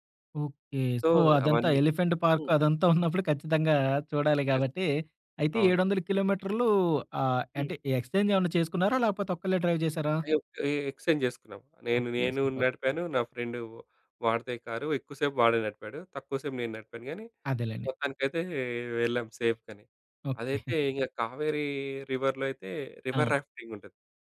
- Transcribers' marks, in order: in English: "సో"; in English: "సో"; in English: "ఎలిఫెంట్ పార్క్"; chuckle; in English: "యెస్"; in English: "ఎక్స్‌ఛేంజ్"; in English: "డ్రైవ్"; in English: "ఎక్స్‌ఛేంజ్"; in English: "సూపర్!"; in English: "సేఫ్‌గానే"; giggle; other background noise; in English: "రివర్‌లో"; in English: "రివర్ రాఫ్టింగ్"
- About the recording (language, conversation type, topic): Telugu, podcast, రేడియో వినడం, స్నేహితులతో పక్కాగా సమయం గడపడం, లేక సామాజిక మాధ్యమాల్లో ఉండడం—మీకేం ఎక్కువగా ఆకర్షిస్తుంది?